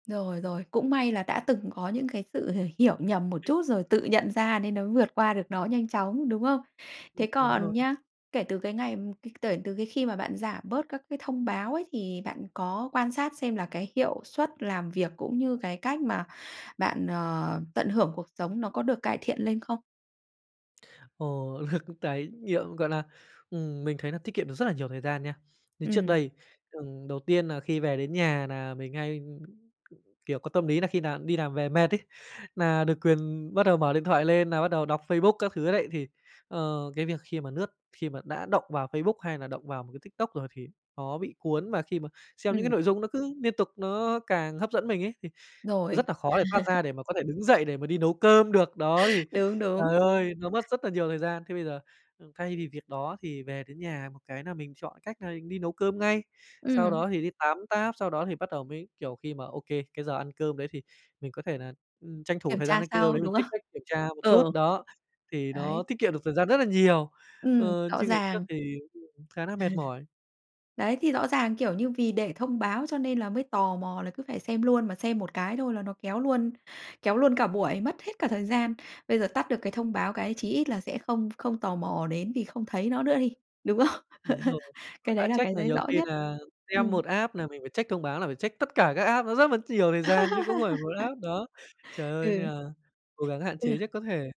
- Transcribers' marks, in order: tapping; other background noise; "kể" said as "tể"; chuckle; unintelligible speech; "lướt" said as "nướt"; laugh; laugh; unintelligible speech; laugh; laugh; "thấy" said as "giấy"; in English: "app"; in English: "app"; laugh; in English: "app"
- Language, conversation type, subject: Vietnamese, podcast, Làm sao bạn giảm bớt thông báo trên điện thoại?
- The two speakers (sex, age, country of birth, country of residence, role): female, 35-39, Vietnam, Vietnam, host; male, 25-29, Vietnam, Japan, guest